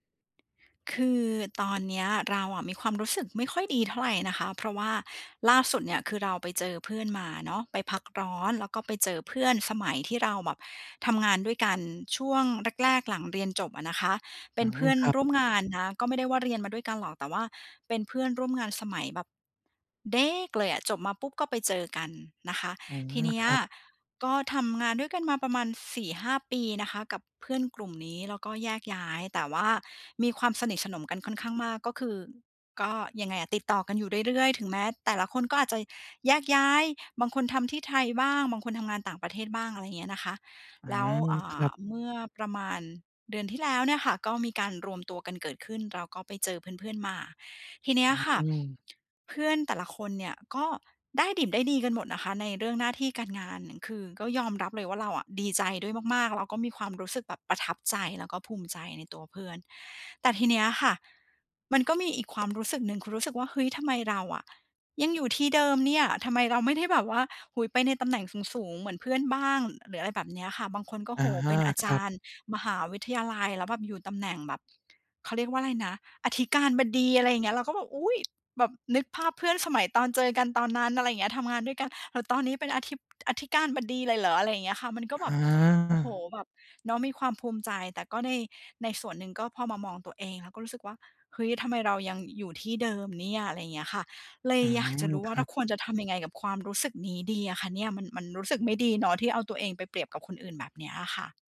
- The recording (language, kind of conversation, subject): Thai, advice, ฉันจะหยุดเปรียบเทียบตัวเองกับคนอื่นเพื่อลดความไม่มั่นใจได้อย่างไร?
- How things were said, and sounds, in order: stressed: "เด็ก"; tapping; other background noise